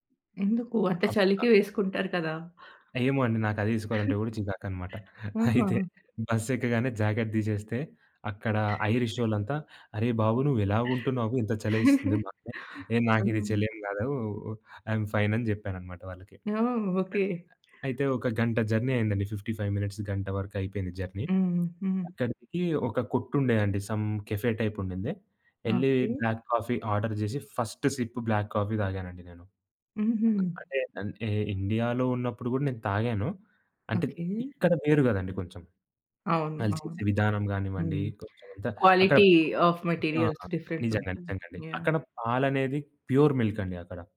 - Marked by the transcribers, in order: giggle; in English: "జాకెట్"; other background noise; chuckle; in English: "ఐ‌యమ్ ఫైన్"; tapping; in English: "జర్నీ"; in English: "ఫిఫ్టీ ఫైవ్ మినిట్స్"; in English: "జర్నీ"; in English: "సమ్ కెఫే టైప్"; in English: "బ్లాక్ కాఫీ ఆర్డర్"; in English: "ఫస్ట్ సిప్ బ్లాక్ కాఫీ"; in English: "క్వాలిటీ ఆఫ్ మెటీరియల్స్ డిఫరెంట్"; in English: "ప్యూర్ మిల్క్"
- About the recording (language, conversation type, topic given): Telugu, podcast, మీరు ఒంటరిగా వెళ్లి చూసి మరచిపోలేని దృశ్యం గురించి చెప్పగలరా?